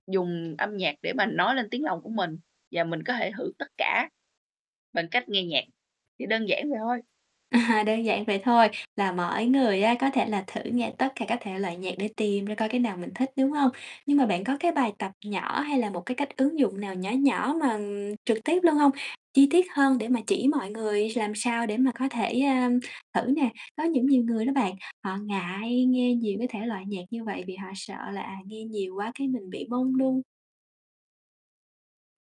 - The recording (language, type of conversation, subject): Vietnamese, podcast, Âm nhạc bạn nghe phản ánh con người bạn như thế nào?
- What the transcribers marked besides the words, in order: tapping; static; laughing while speaking: "À"